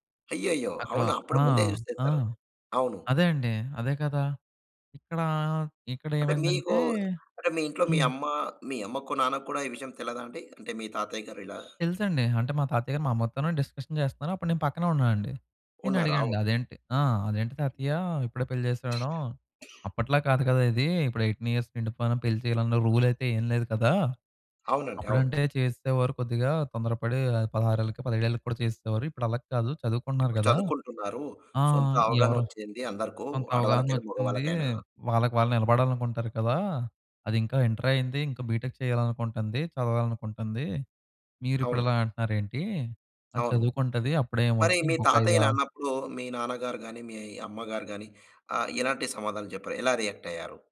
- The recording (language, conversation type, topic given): Telugu, podcast, తరాల మధ్య సరైన పరస్పర అవగాహన పెరగడానికి మనం ఏమి చేయాలి?
- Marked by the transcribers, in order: other background noise; in English: "డిస్కషన్"; cough; in English: "ఎయిటీన్ ఇయర్స్"; cough; in English: "రూల్"; in English: "బీటెక్"